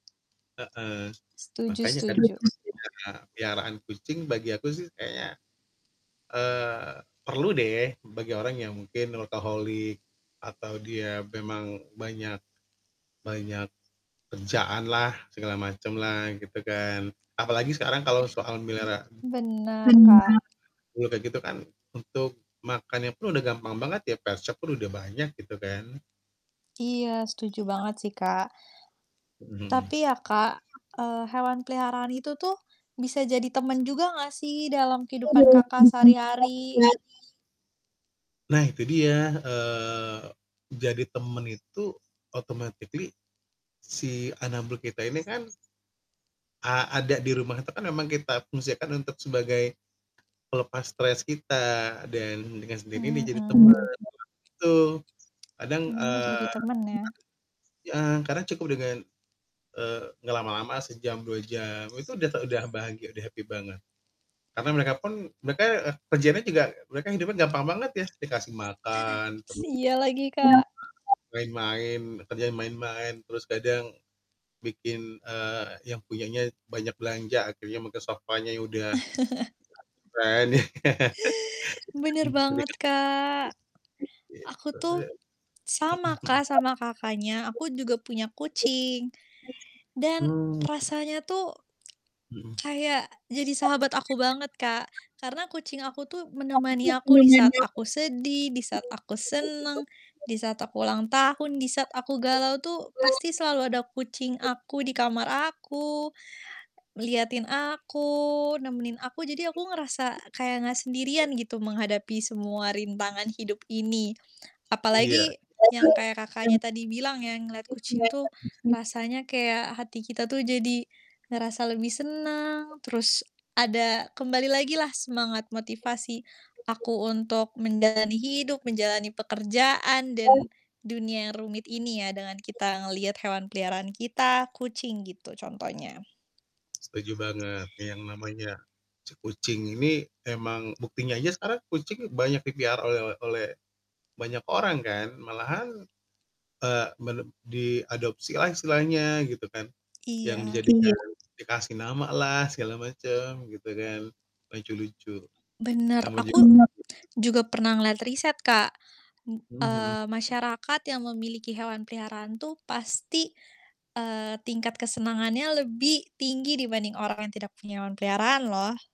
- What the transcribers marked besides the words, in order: other background noise; distorted speech; background speech; static; in English: "workaholic"; tapping; in English: "pet shop"; in English: "automatically"; unintelligible speech; unintelligible speech; in English: "happy"; chuckle; unintelligible speech; laugh; unintelligible speech
- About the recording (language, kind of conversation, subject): Indonesian, unstructured, Apa hal yang paling menyenangkan dari memelihara hewan?